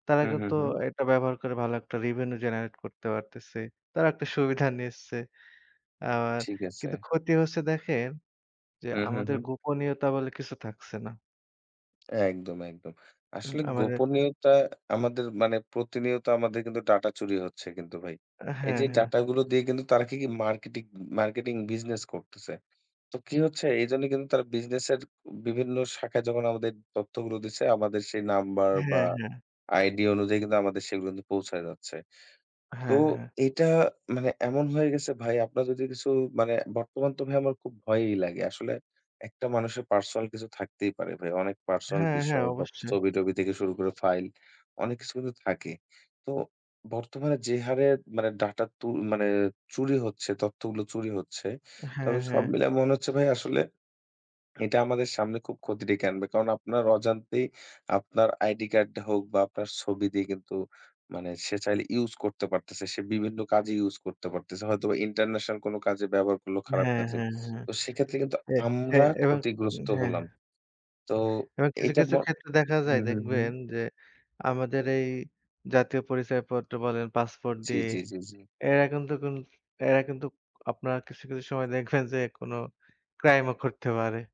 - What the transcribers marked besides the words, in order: in English: "revenue generate"; other background noise; "ডাটা" said as "টাটা"; "কিন্তু" said as "কুন্তুক"
- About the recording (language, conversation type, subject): Bengali, unstructured, বড় প্রযুক্তি কোম্পানিগুলো কি আমাদের ব্যক্তিগত তথ্য দিয়ে বাণিজ্য করছে?